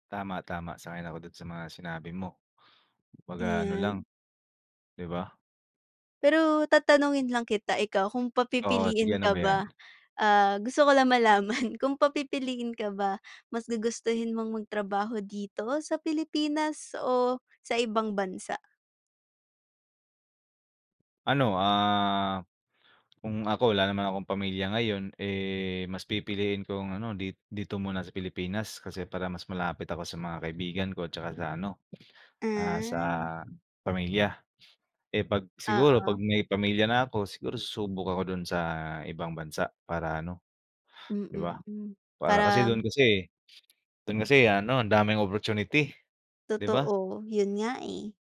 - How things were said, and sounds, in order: laughing while speaking: "malaman"
- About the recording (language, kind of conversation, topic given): Filipino, unstructured, Ano ang palagay mo sa mga tagumpay ng mga Pilipino sa ibang bansa?